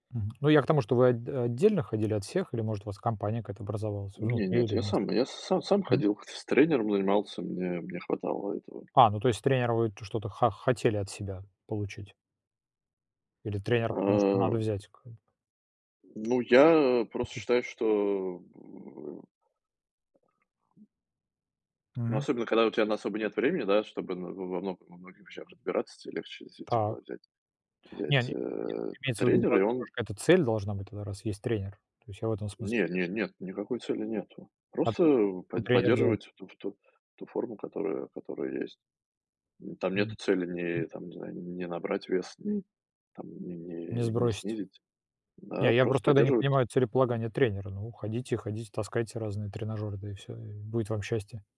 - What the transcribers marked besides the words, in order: tapping; other background noise; unintelligible speech
- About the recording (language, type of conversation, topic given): Russian, unstructured, Как спорт влияет на твоё настроение?